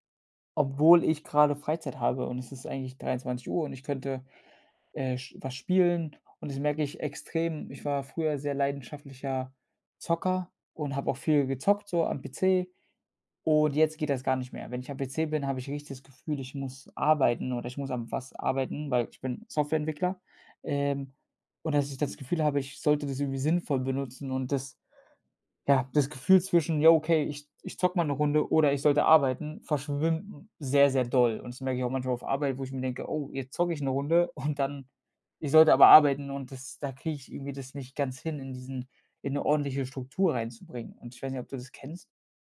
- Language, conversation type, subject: German, advice, Wie kann ich im Homeoffice eine klare Tagesstruktur schaffen, damit Arbeit und Privatleben nicht verschwimmen?
- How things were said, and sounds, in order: laughing while speaking: "und dann"